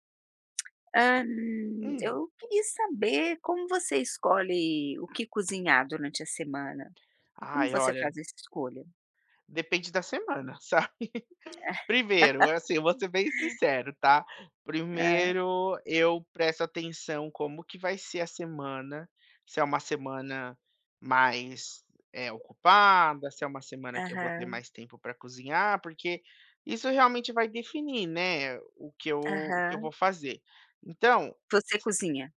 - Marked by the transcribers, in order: laugh; tapping
- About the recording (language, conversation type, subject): Portuguese, podcast, Como você escolhe o que vai cozinhar durante a semana?